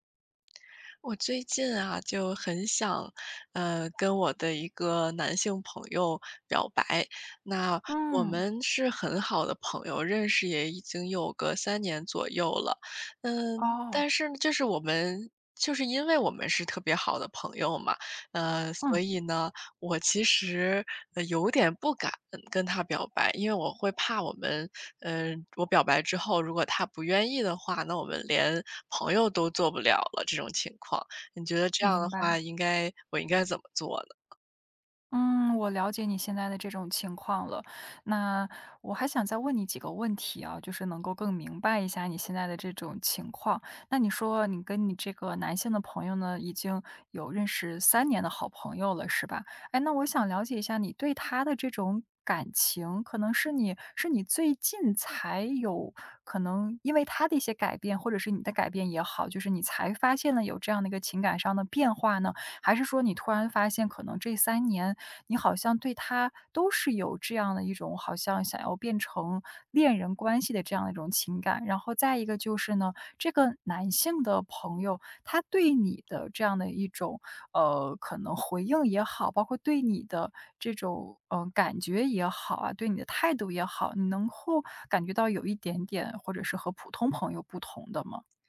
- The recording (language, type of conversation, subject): Chinese, advice, 我害怕表白会破坏友谊，该怎么办？
- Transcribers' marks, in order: other background noise